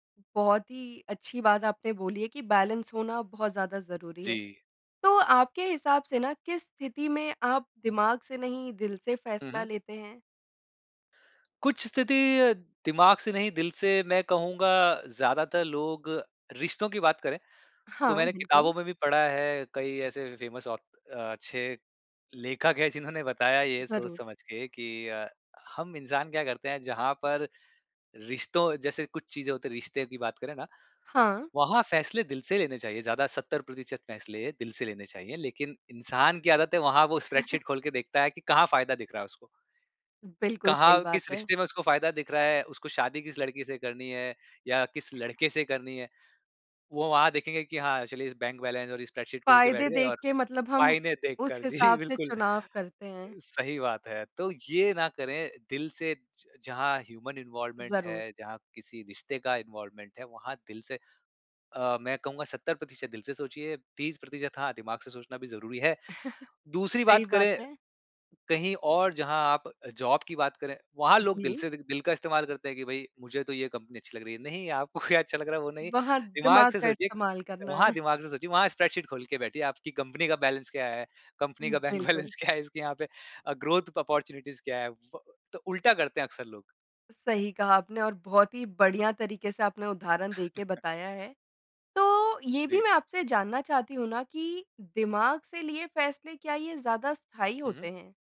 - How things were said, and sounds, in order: in English: "बैलेंस"; in English: "फ़ेमस ऑथ"; laughing while speaking: "जिन्होंने"; in English: "स्प्रेडशीट"; chuckle; other background noise; in English: "बैंक बैलेंस"; in English: "स्प्रेडशीट"; "फायदे" said as "फ़ायने"; laughing while speaking: "जी"; in English: "ह्यूमन इन्वॉल्वमेंट"; in English: "इन्वॉल्वमेंट"; chuckle; in English: "जॉब"; laughing while speaking: "आपको"; in English: "स्प्रेडशीट"; in English: "बैलेंस"; in English: "बैंक बैलेंस"; laughing while speaking: "क्या है"; in English: "ग्रोथ ऑपॉर्च्युनिटीज़"; chuckle
- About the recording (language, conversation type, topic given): Hindi, podcast, फैसला लेते समय आप दिल की सुनते हैं या दिमाग की?